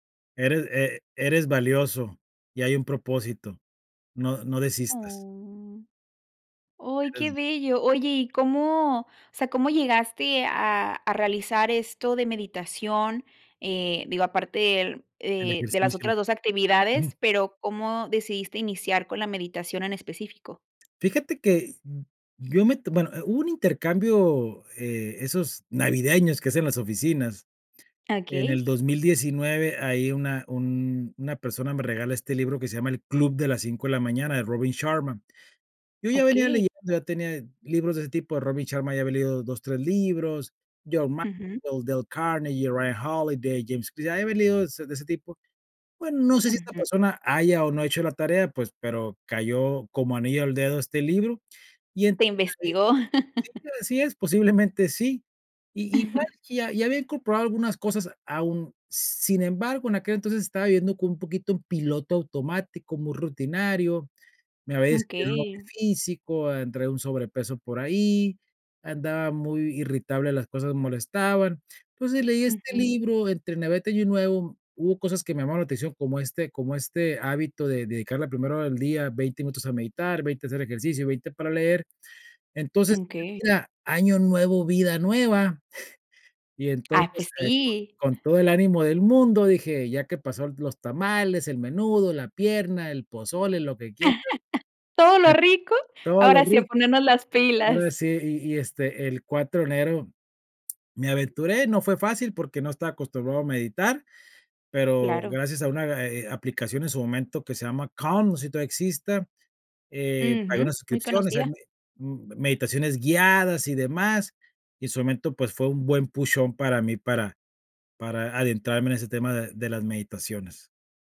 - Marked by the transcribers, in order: drawn out: "Oh"; unintelligible speech; laugh; giggle; giggle; chuckle; in English: "Push on"
- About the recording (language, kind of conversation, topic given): Spanish, podcast, ¿Qué hábitos te ayudan a mantenerte firme en tiempos difíciles?